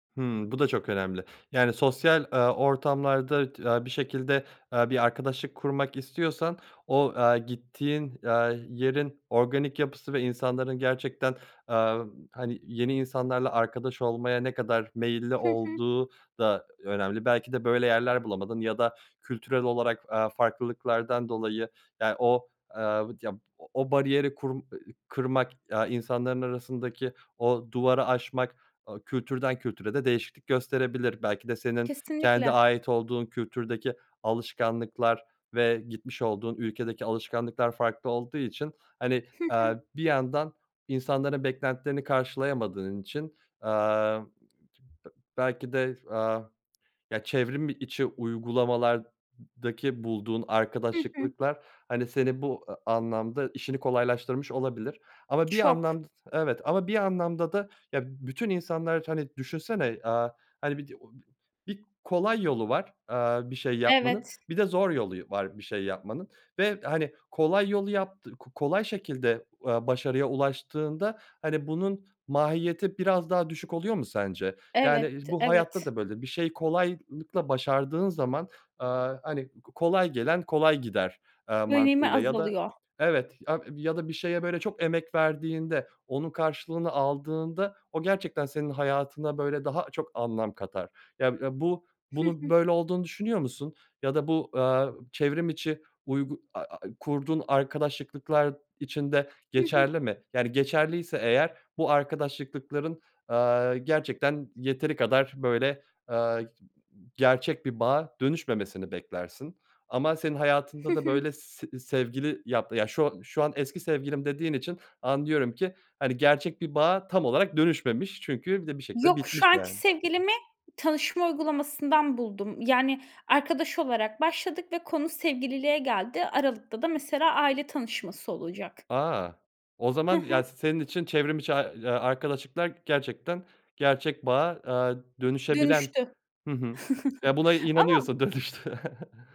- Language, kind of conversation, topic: Turkish, podcast, Online arkadaşlıklar gerçek bir bağa nasıl dönüşebilir?
- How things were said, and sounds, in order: other noise; tapping; other background noise; "arkadaşlıklar" said as "arkadaşlıklıklar"; "arkadaşlıklar" said as "arkadaşlıklıklar"; "arkadaşlıkların" said as "arkadaşlıklıklar"; chuckle; laughing while speaking: "dönüştüğüne"; chuckle